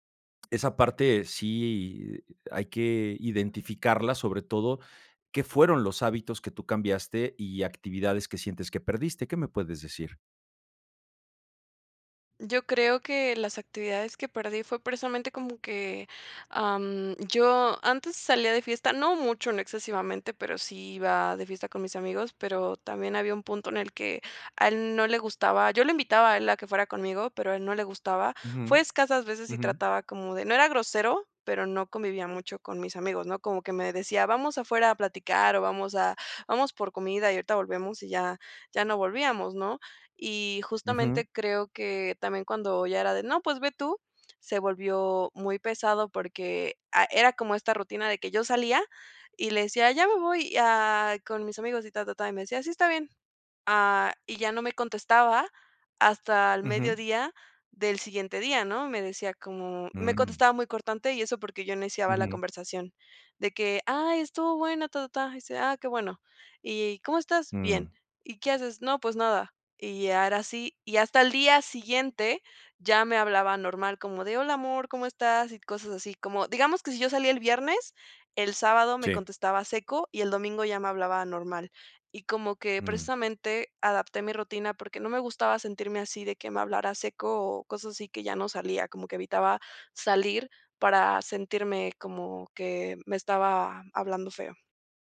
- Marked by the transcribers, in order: other background noise
- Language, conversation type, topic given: Spanish, advice, ¿Cómo te has sentido al notar que has perdido tu identidad después de una ruptura o al iniciar una nueva relación?